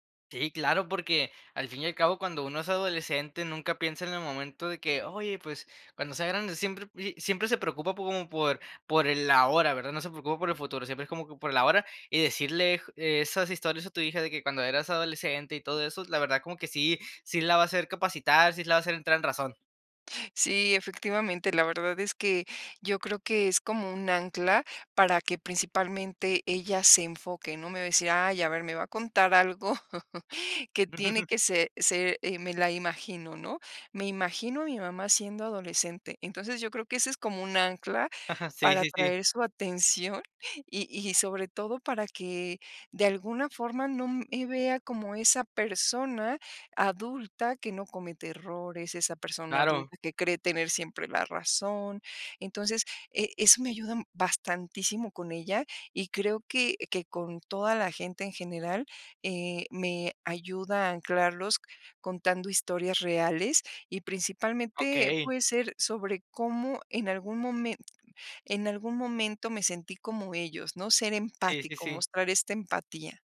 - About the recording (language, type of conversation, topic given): Spanish, podcast, ¿Qué tipo de historias te ayudan a conectar con la gente?
- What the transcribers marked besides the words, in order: giggle; chuckle